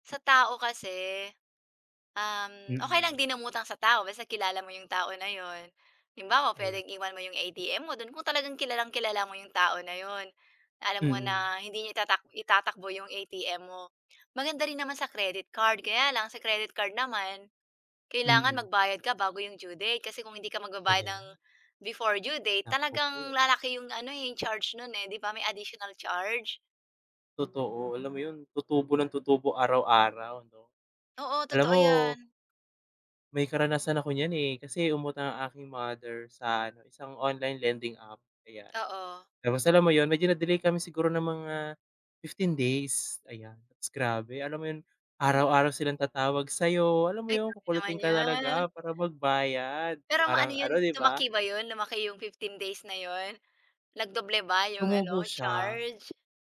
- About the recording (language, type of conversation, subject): Filipino, unstructured, Ano ang mga paraan mo ng pag-iipon araw-araw at ano ang pananaw mo sa utang, pagba-badyet, at paggamit ng kard sa kredito?
- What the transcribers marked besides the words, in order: tapping